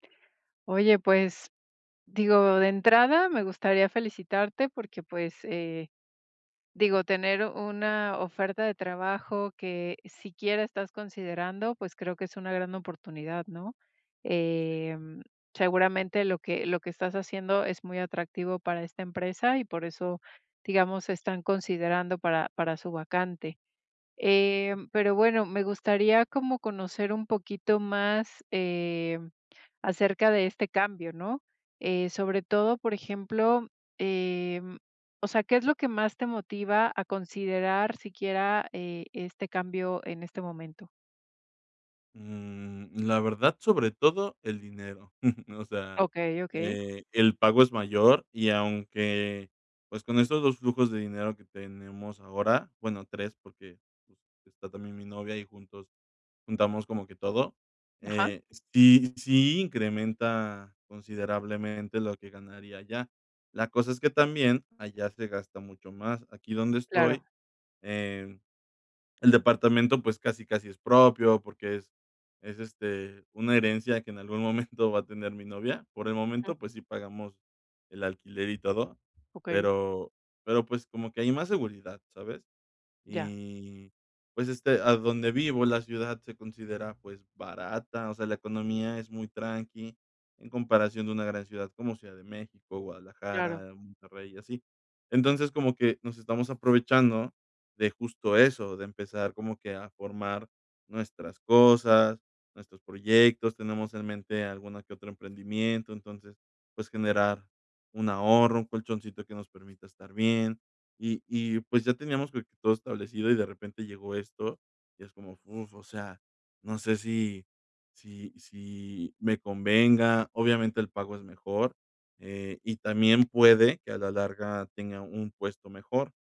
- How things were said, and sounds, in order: chuckle
- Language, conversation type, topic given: Spanish, advice, ¿Cómo puedo equilibrar el riesgo y la oportunidad al decidir cambiar de trabajo?